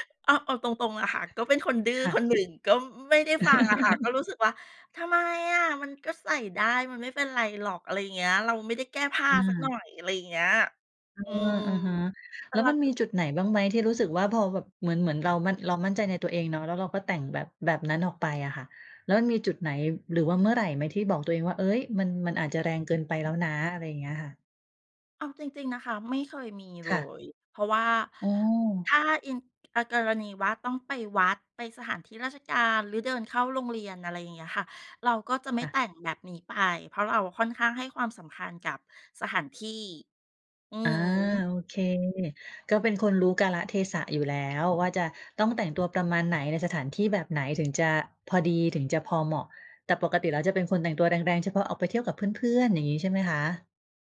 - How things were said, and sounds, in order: chuckle; put-on voice: "ทำไมอะ"; tapping
- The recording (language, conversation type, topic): Thai, podcast, สไตล์การแต่งตัวที่ทำให้คุณรู้สึกว่าเป็นตัวเองเป็นแบบไหน?